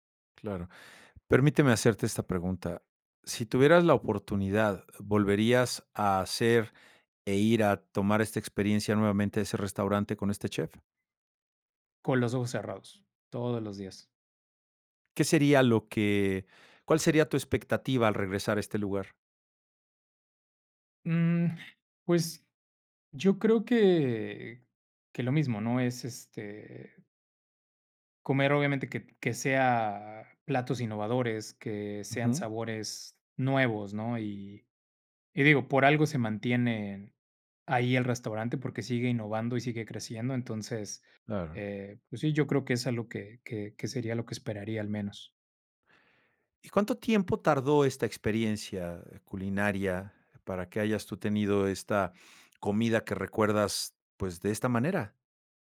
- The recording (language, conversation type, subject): Spanish, podcast, ¿Cuál fue la mejor comida que recuerdas haber probado?
- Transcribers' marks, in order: none